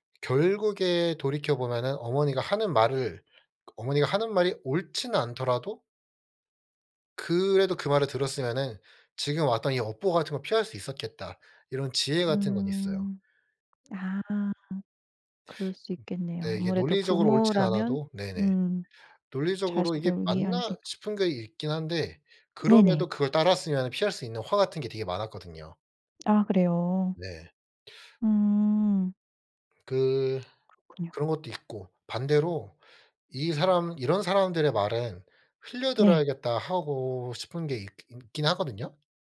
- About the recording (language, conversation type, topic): Korean, podcast, 피드백을 받을 때 보통 어떻게 반응하시나요?
- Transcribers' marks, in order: other background noise; teeth sucking